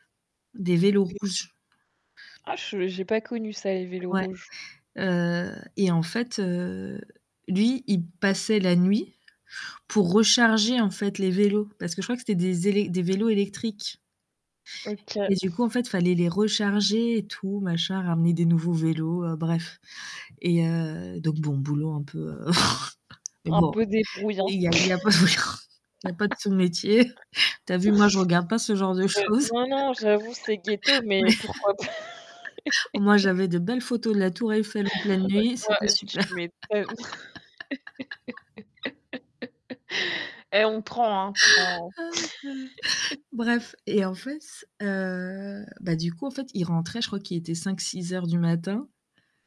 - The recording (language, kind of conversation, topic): French, unstructured, Préféreriez-vous être une personne du matin ou du soir si vous deviez choisir pour le reste de votre vie ?
- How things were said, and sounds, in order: static; distorted speech; tapping; other background noise; snort; snort; laugh; chuckle; laugh; laughing while speaking: "Mais"; laugh; laughing while speaking: "pas ?"; laugh; laugh; laugh